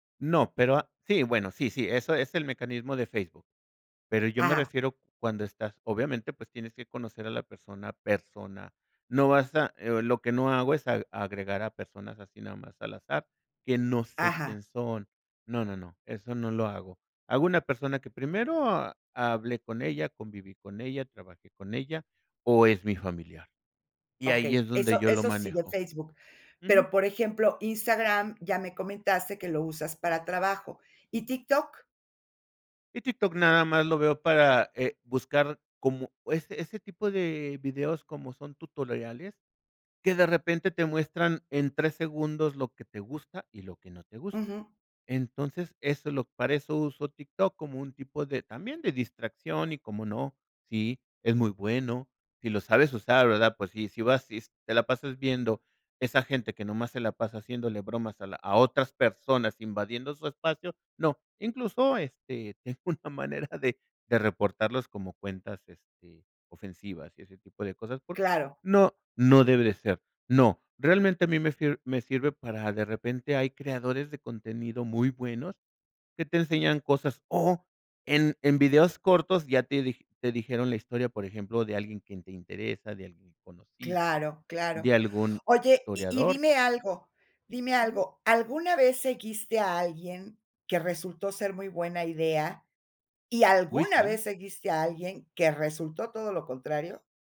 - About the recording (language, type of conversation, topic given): Spanish, podcast, ¿Cómo decides si seguir a alguien en redes sociales?
- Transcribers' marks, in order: laughing while speaking: "tengo una manera de"; disgusted: "no, no debe de ser. No"